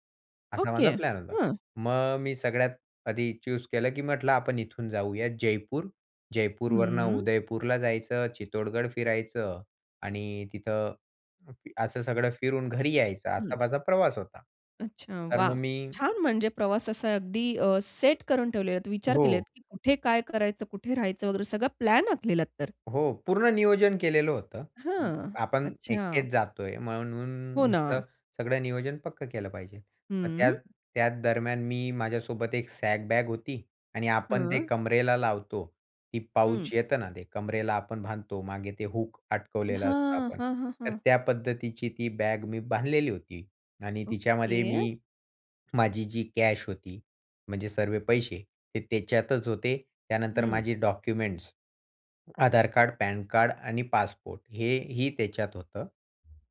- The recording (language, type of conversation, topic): Marathi, podcast, प्रवासात तुमचं सामान कधी हरवलं आहे का, आणि मग तुम्ही काय केलं?
- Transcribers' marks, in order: other noise; tapping; swallow